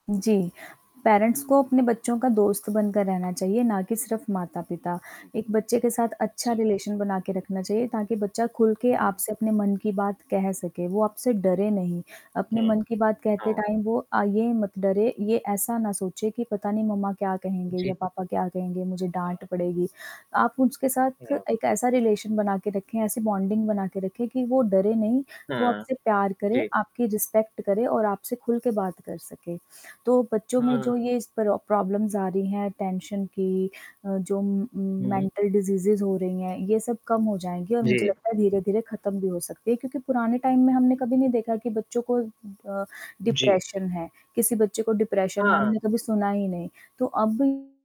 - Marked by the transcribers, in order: static; in English: "पेरेंट्स"; other background noise; in English: "रिलेशन"; in English: "टाइम"; in English: "रिलेशन"; in English: "बॉन्डिंग"; in English: "रिस्पेक्ट"; in English: "प्रॉब्लम्स"; in English: "टेंशन"; in English: "म मेंटल डिजीज़ीज़"; in English: "टाइम"; distorted speech
- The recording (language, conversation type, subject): Hindi, unstructured, क्या पढ़ाई के तनाव के कारण बच्चे आत्महत्या जैसा कदम उठा सकते हैं?